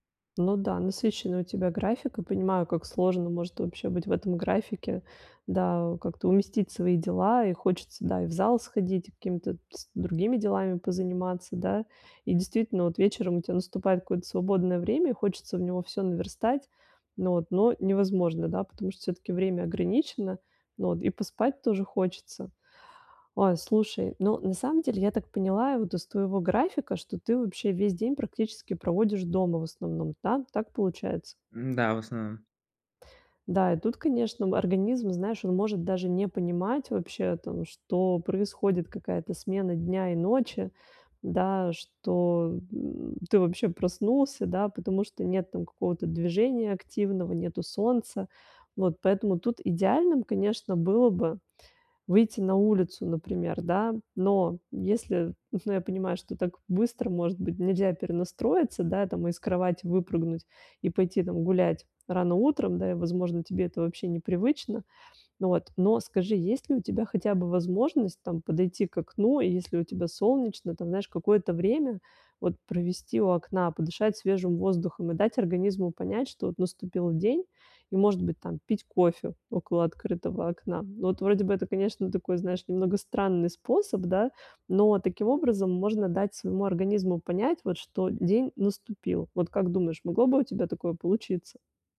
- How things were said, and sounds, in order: tapping; other background noise
- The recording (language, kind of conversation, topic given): Russian, advice, Как мне просыпаться бодрее и побороть утреннюю вялость?